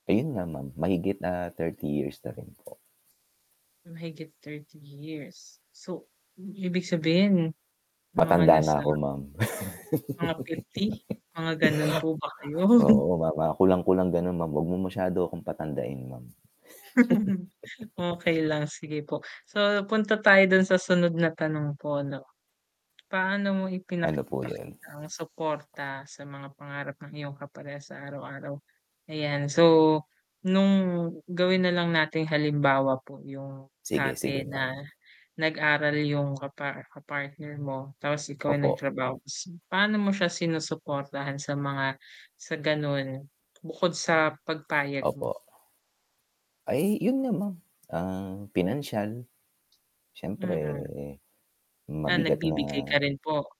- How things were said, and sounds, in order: static; laugh; laughing while speaking: "kayo?"; chuckle; tapping; distorted speech
- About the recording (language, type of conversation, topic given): Filipino, unstructured, Paano mo sinusuportahan ang mga pangarap ng iyong kapareha?
- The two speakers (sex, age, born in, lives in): female, 30-34, Philippines, Philippines; male, 45-49, Philippines, United States